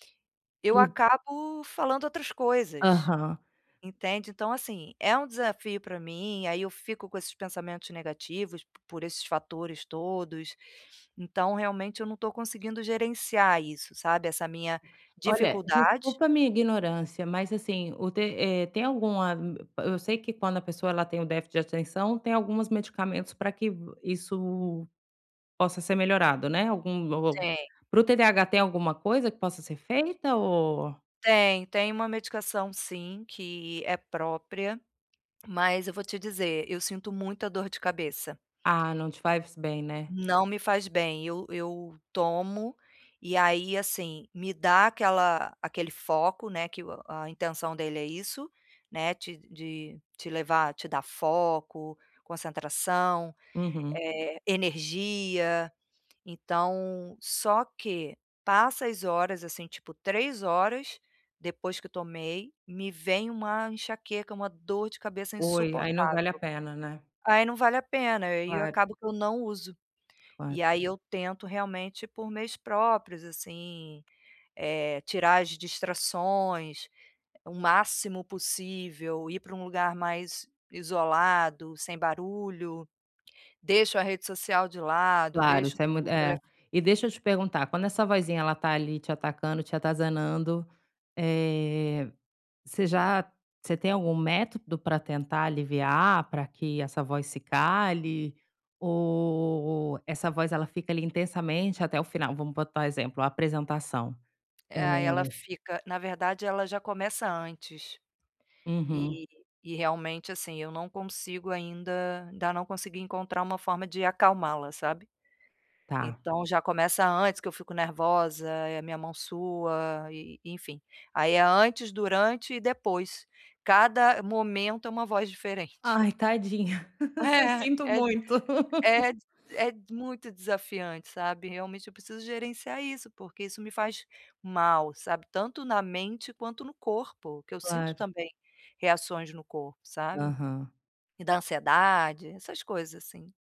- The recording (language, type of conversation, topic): Portuguese, advice, Como posso diminuir a voz crítica interna que me atrapalha?
- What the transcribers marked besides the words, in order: other background noise; tapping; laughing while speaking: "É é"; laugh